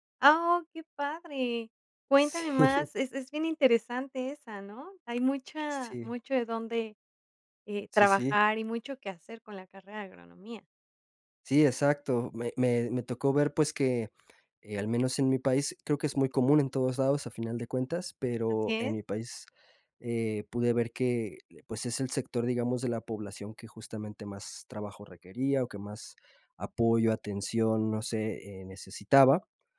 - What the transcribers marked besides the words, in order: giggle
- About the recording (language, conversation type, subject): Spanish, podcast, ¿Qué decisión cambió tu vida?